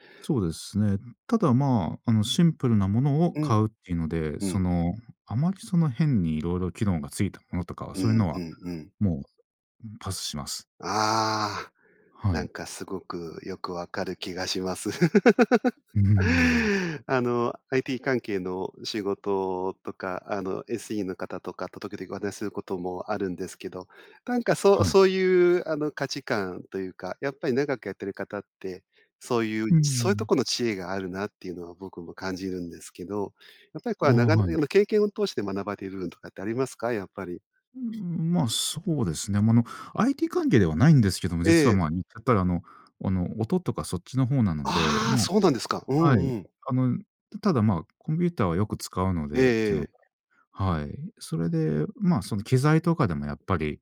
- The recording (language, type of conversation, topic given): Japanese, podcast, ミニマルと見せかけのシンプルの違いは何ですか？
- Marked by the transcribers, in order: laugh; other background noise